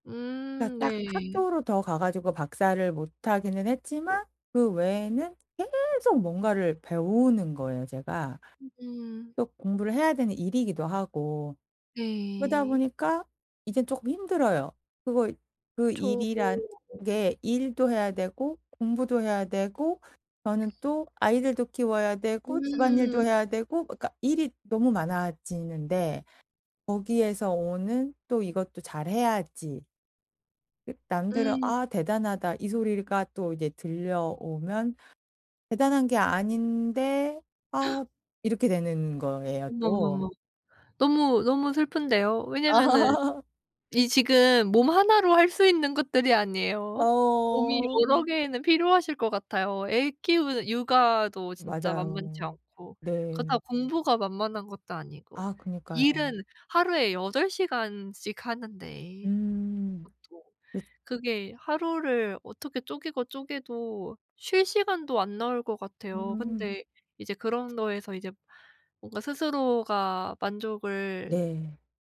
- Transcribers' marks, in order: other background noise; tapping; gasp; laugh; background speech; unintelligible speech
- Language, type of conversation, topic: Korean, advice, 왜 작은 성과조차 스스로 인정하지 못하고 무시하게 되나요?